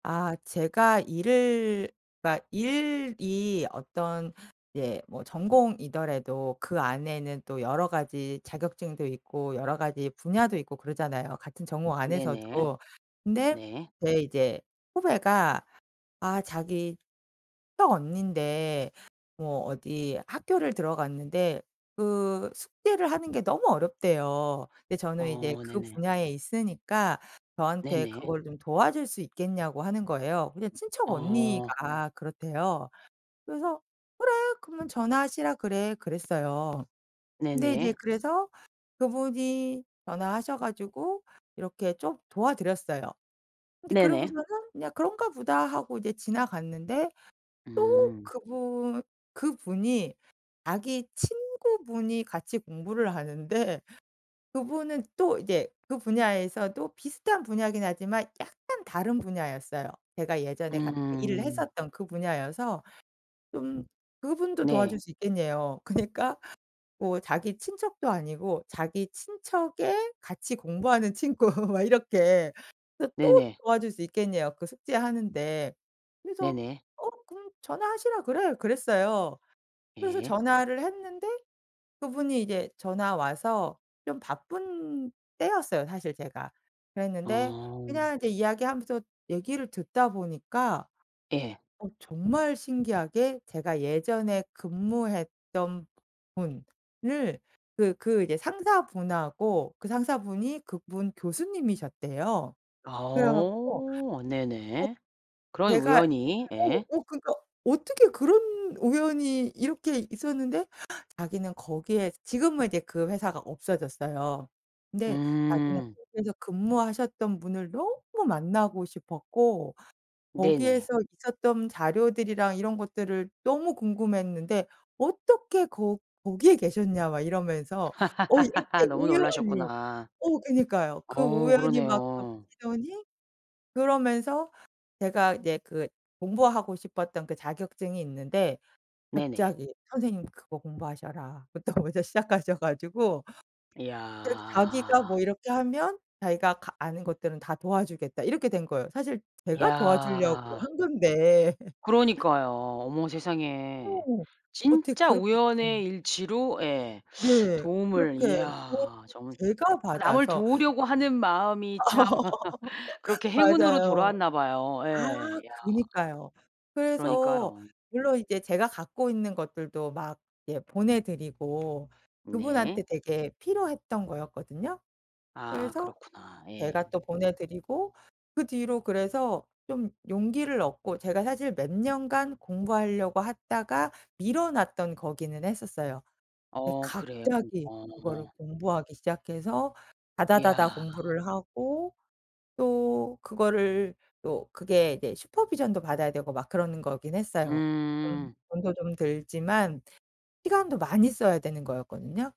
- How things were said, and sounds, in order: other background noise; tapping; laughing while speaking: "친구"; laugh; laugh; laugh; in English: "슈퍼비전도"
- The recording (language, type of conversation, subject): Korean, podcast, 우연한 만남으로 얻게 된 기회에 대해 이야기해줄래?